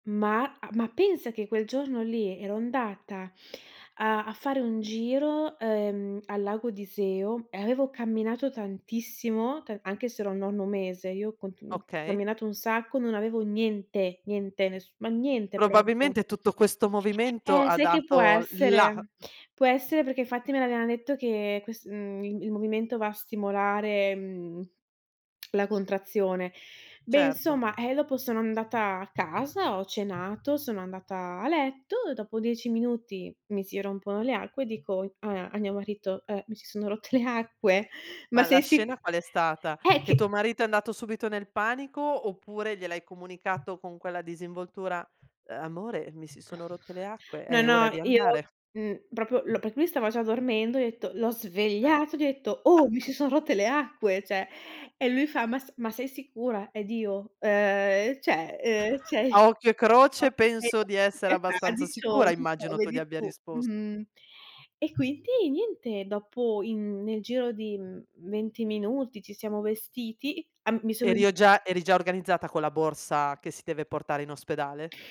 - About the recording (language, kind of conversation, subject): Italian, podcast, Raccontami com’è andata la nascita del tuo primo figlio?
- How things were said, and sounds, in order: stressed: "niente"; tapping; put-on voice: "Amore mi si sono rotte le acque, è ora di andare"; laugh; "cioè" said as "ceh"; chuckle; unintelligible speech